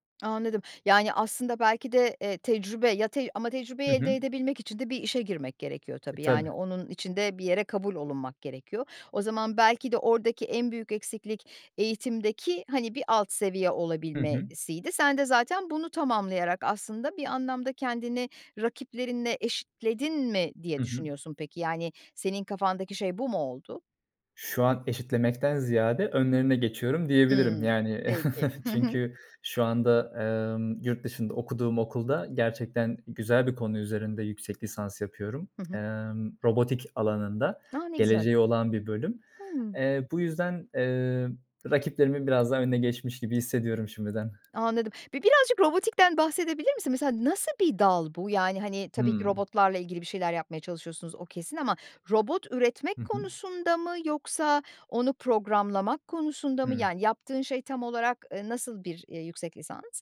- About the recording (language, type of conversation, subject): Turkish, podcast, Başarısızlıktan öğrendiğin en önemli ders nedir?
- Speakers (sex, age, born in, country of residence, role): female, 55-59, Turkey, Poland, host; male, 25-29, Turkey, Germany, guest
- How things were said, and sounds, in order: chuckle; tapping